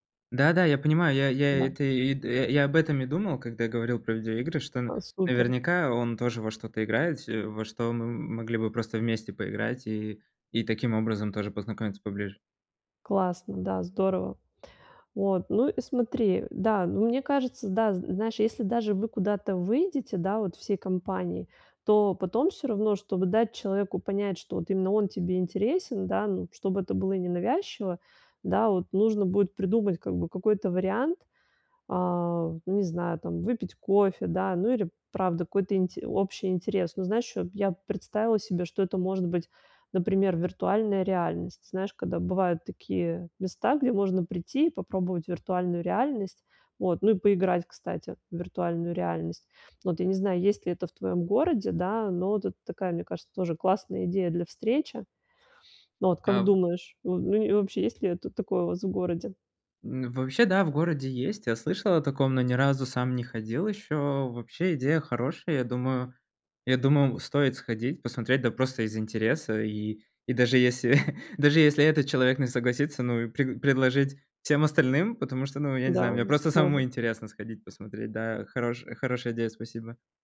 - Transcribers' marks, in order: tapping; chuckle
- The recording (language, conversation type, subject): Russian, advice, Как постепенно превратить знакомых в близких друзей?